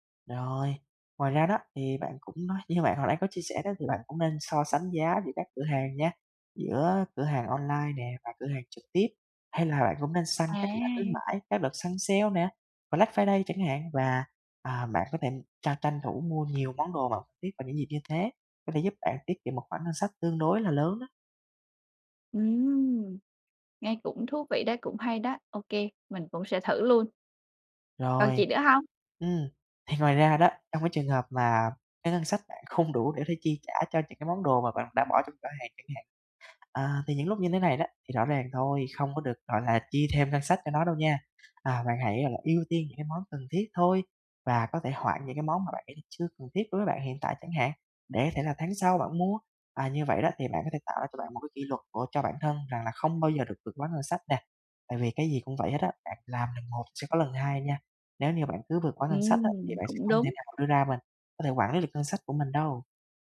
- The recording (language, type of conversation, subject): Vietnamese, advice, Làm sao tôi có thể quản lý ngân sách tốt hơn khi mua sắm?
- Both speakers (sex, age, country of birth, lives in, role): female, 25-29, Vietnam, Malaysia, user; male, 20-24, Vietnam, Vietnam, advisor
- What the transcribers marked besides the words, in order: in English: "Black Friday"; other background noise; tapping; laughing while speaking: "thì"